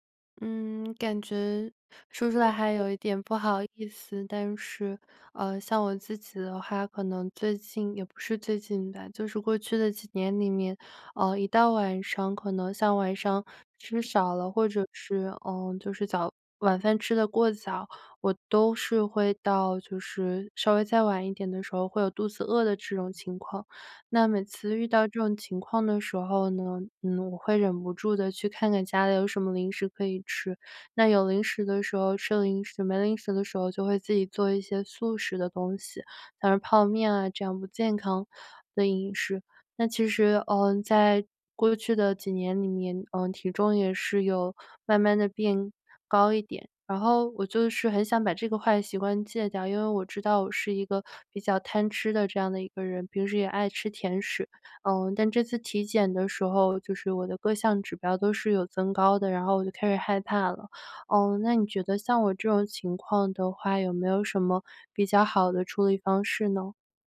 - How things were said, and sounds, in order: unintelligible speech
- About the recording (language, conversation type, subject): Chinese, advice, 为什么我晚上睡前总是忍不住吃零食，结果影响睡眠？